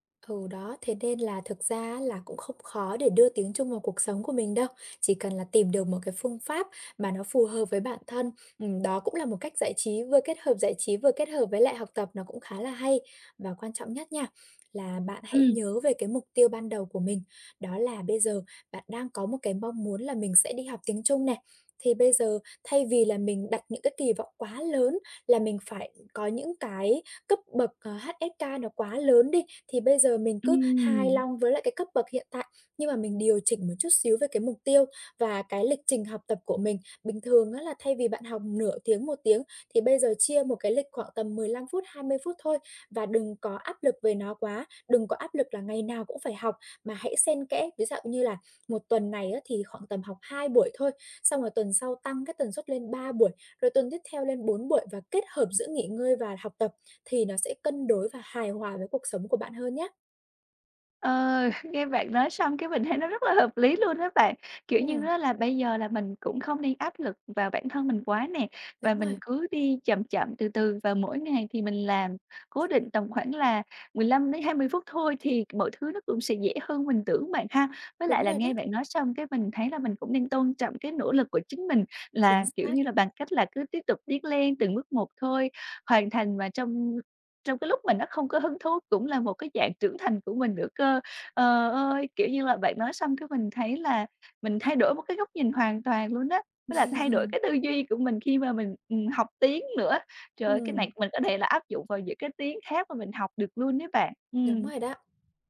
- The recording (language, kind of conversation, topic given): Vietnamese, advice, Làm sao để kiên trì hoàn thành công việc dù đã mất hứng?
- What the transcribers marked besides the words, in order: tapping; other background noise; chuckle; chuckle